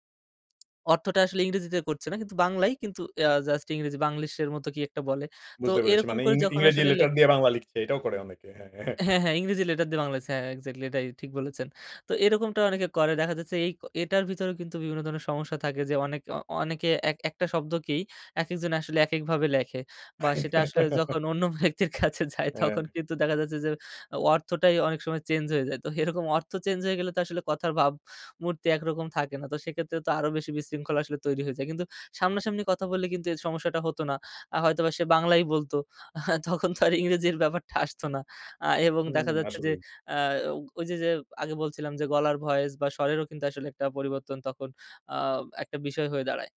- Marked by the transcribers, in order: other background noise; laughing while speaking: "হ্যাঁ, হ্যাঁ"; laugh; laughing while speaking: "অন্য ব্যক্তির কাছে যায়"; laughing while speaking: "তখন তো আর ইংরেজির ব্যাপারটা আসতো"
- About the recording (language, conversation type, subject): Bengali, podcast, টেক্সট মেসেজে ভুল বোঝাবুঝি বেশি হয় কেন?